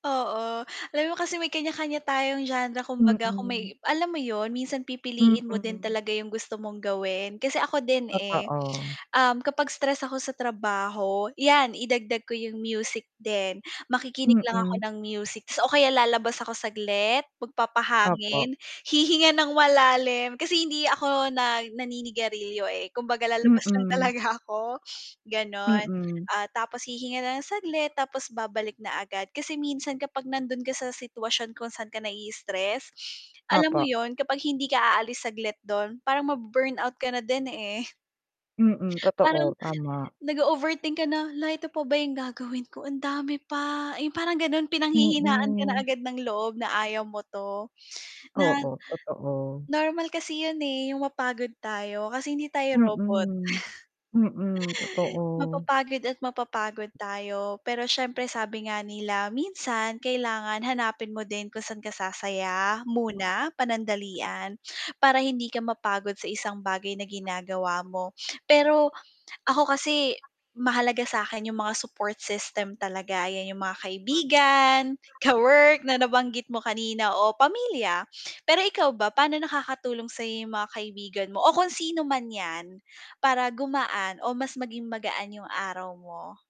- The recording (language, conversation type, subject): Filipino, unstructured, Ano ang mga paraan para maging masaya sa trabaho kahit nakaka-stress?
- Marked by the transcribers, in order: tapping; mechanical hum; distorted speech; other background noise; laughing while speaking: "talaga ako"; static; chuckle; background speech; other noise